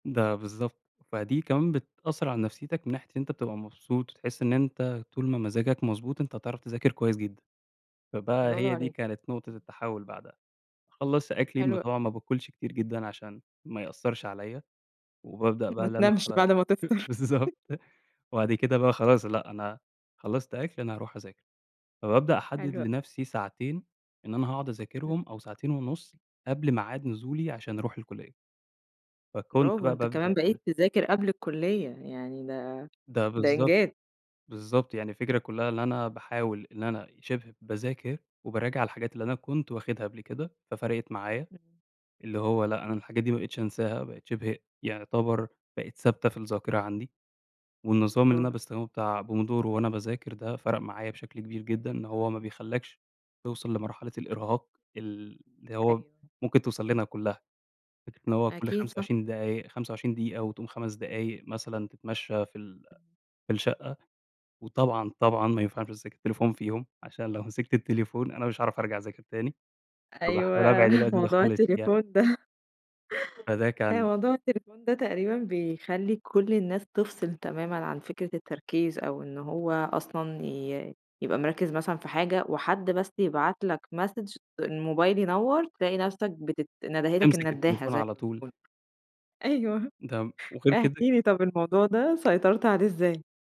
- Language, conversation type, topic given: Arabic, podcast, إيه الخطوات اللي بتعملها عشان تحسّن تركيزك مع الوقت؟
- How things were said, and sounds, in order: other background noise; laugh; unintelligible speech; tapping; laugh; in English: "message"; laugh